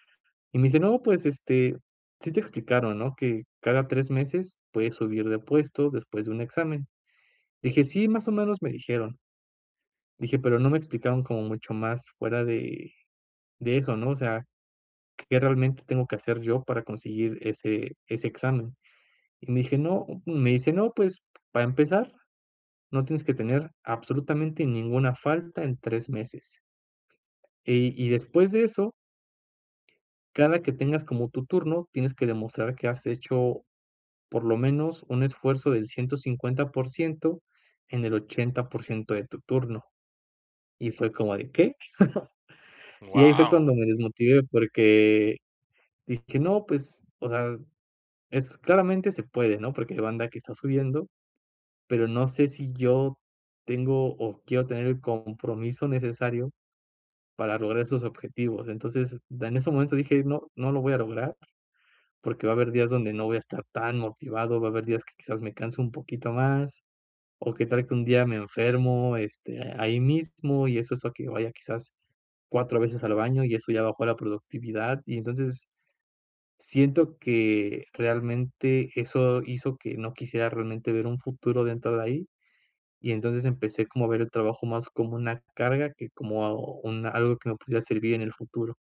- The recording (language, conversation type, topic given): Spanish, advice, ¿Cómo puedo recuperar la motivación en mi trabajo diario?
- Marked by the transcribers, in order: other noise; chuckle